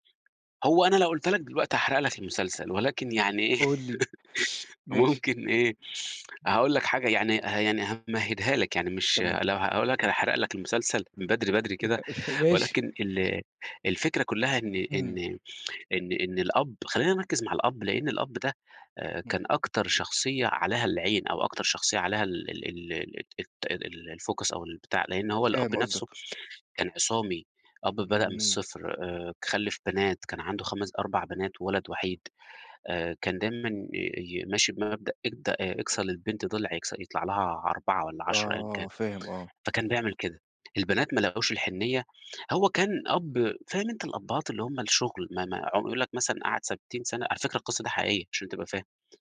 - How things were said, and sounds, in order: tapping; laughing while speaking: "يعني إيه"; laugh; laugh; in English: "الfocus"
- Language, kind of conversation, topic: Arabic, podcast, إيه المسلسل اللي ماقدرتش تفوّت ولا حلقة منه؟
- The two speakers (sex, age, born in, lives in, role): male, 30-34, Egypt, Portugal, guest; male, 40-44, Egypt, Portugal, host